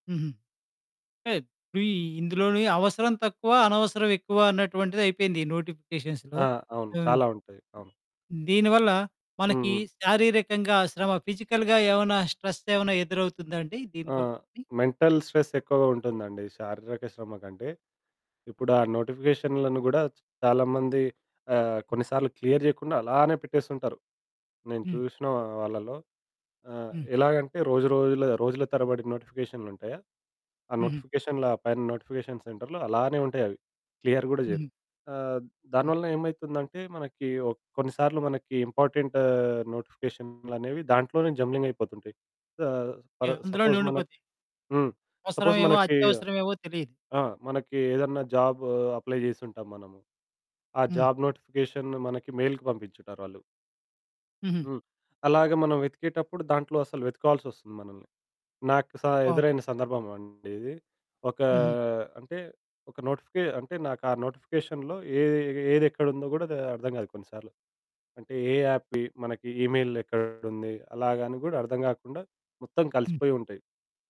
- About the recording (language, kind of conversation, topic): Telugu, podcast, నోటిఫికేషన్లు మీ ఏకాగ్రతను ఎలా చెదరగొడతాయి?
- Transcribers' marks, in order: distorted speech; in English: "నోటిఫికేషన్స్‌తో"; other background noise; in English: "ఫిజికల్‌గా"; in English: "స్ట్రెస్"; in English: "మెంటల్ స్ట్రెస్"; in English: "క్లియర్"; in English: "నోటిఫికేషన్ సెంటర్‌లో"; in English: "క్లియర్"; in English: "ఇంపార్టెంట్"; in English: "జంబ్లింగ్"; in English: "ఫర్ సపోజ్"; in English: "సపోజ్"; in English: "జాబ్ అప్లై"; in English: "జాబ్ నోటిఫికేషన్"; in English: "మెయిల్‌కి"; in English: "నోటిఫికేషన్‌లో"; in English: "యాప్‌కి"; in English: "ఈమెయిల్"